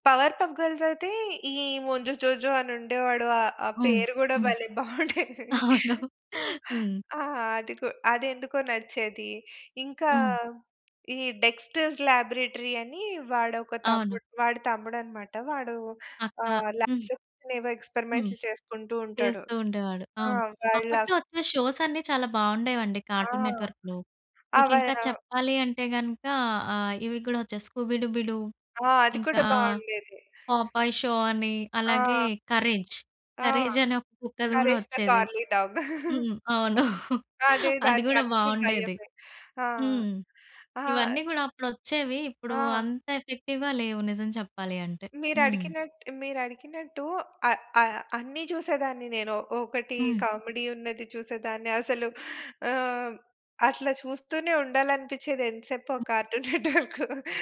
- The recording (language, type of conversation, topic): Telugu, podcast, చిన్నప్పుడు నీకు ఇష్టమైన కార్టూన్ ఏది?
- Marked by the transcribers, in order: laughing while speaking: "అవును"; laughing while speaking: "బావుండేది"; in English: "డెక్‌స్టర్స్ లాబ్‌రేటరీ"; in English: "లాబ్‌లో"; other background noise; in English: "కార్టూన్ నెట్‌వర్క్‌లో"; chuckle; laugh; in English: "ఎఫెక్టివ్‌గా"; in English: "కామిడీ"; laughing while speaking: "నెట్‌వర్క్"